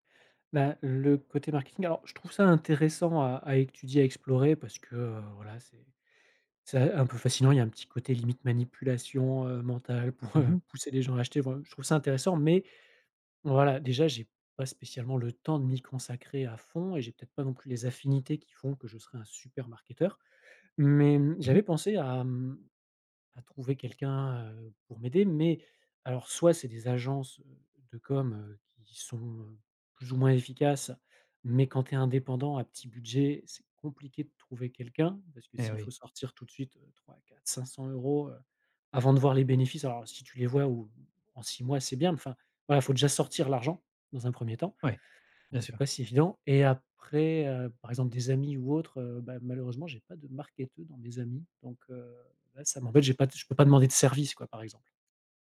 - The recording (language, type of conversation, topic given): French, advice, Comment surmonter le doute après un échec artistique et retrouver la confiance pour recommencer à créer ?
- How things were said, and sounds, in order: chuckle